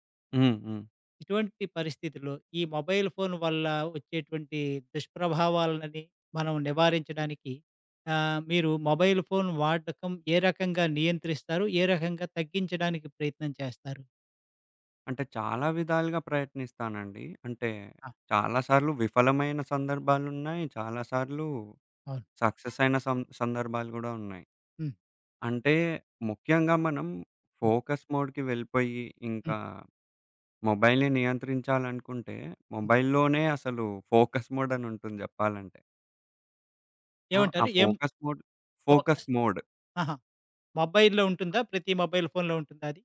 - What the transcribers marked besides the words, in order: other background noise; in English: "సక్సెస్"; horn; in English: "ఫోకస్ మోడ్‌కి"; in English: "మొబైల్‌ని"; in English: "మొబైల్‌లోనే"; in English: "ఫోకస్ మోడ్"; in English: "ఫోకస్ మోడ్ ఫోకస్ మోడ్"; in English: "ఫోకస్"; in English: "మొబైల్‌లో"; in English: "మొబైల్ ఫోన్‌లో"
- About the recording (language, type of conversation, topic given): Telugu, podcast, దృష్టి నిలబెట్టుకోవడానికి మీరు మీ ఫోన్ వినియోగాన్ని ఎలా నియంత్రిస్తారు?